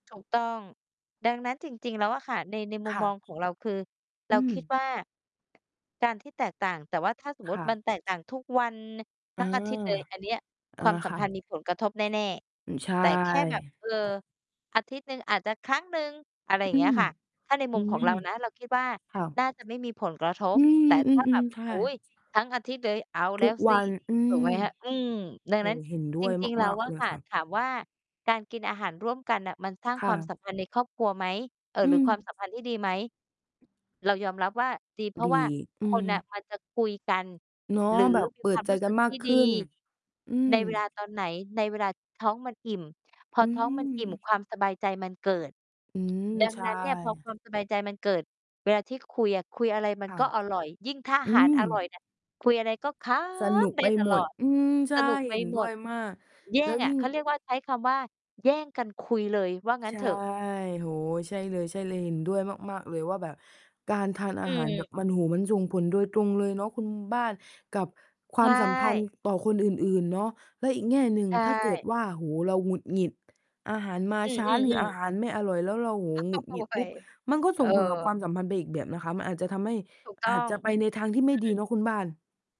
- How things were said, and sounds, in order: other animal sound; tapping; other background noise; distorted speech; mechanical hum; background speech; stressed: "ขำ"
- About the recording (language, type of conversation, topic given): Thai, unstructured, คุณคิดว่าการรับประทานอาหารร่วมกันช่วยสร้างความสัมพันธ์ได้อย่างไร?